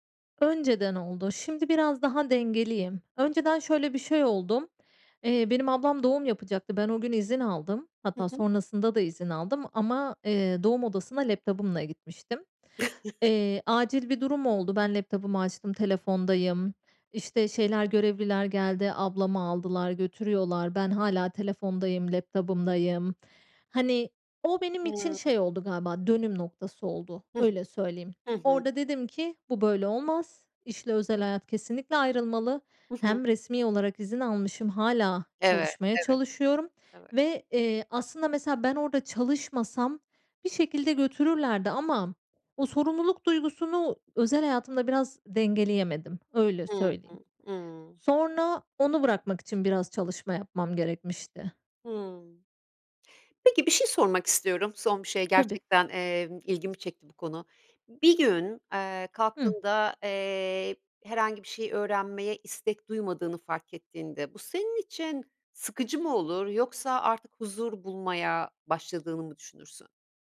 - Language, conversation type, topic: Turkish, podcast, İş değiştirmeye karar verirken seni en çok ne düşündürür?
- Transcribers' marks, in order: other background noise; chuckle; tapping